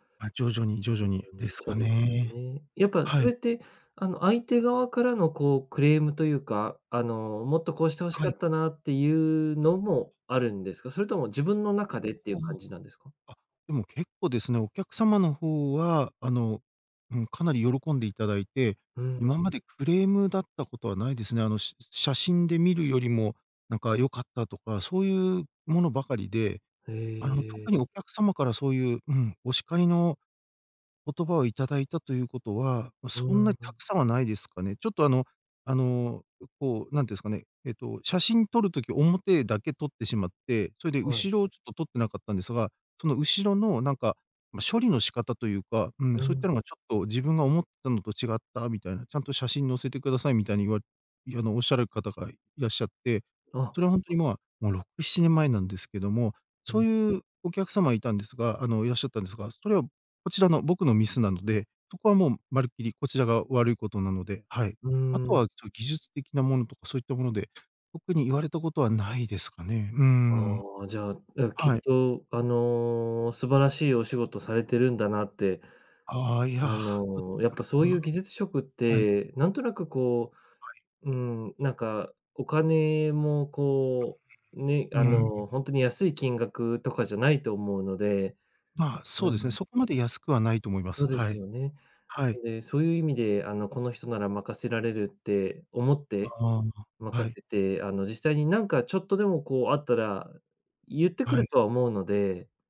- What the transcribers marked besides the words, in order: unintelligible speech; tapping; unintelligible speech; unintelligible speech
- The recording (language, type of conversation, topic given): Japanese, advice, 失敗するといつまでも自分を責めてしまう